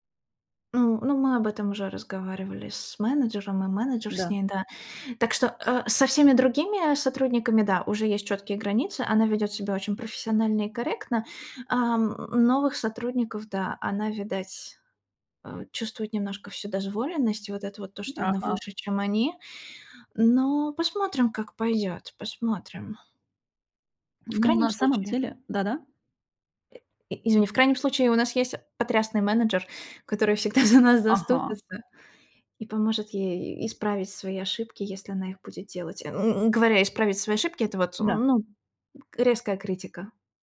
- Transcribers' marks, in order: other background noise; tapping
- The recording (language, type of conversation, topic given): Russian, advice, Как вы отреагировали, когда ваш наставник резко раскритиковал вашу работу?
- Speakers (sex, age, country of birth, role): female, 30-34, Russia, user; female, 40-44, Russia, advisor